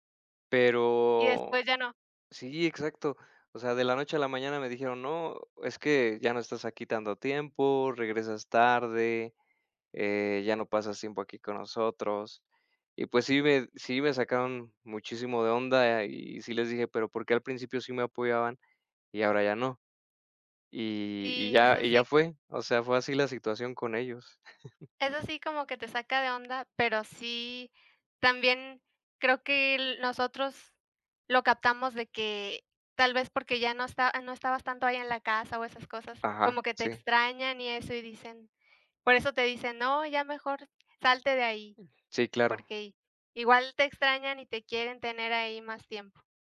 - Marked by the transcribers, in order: chuckle; other background noise
- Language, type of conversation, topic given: Spanish, unstructured, ¿Cómo reaccionas si un familiar no respeta tus decisiones?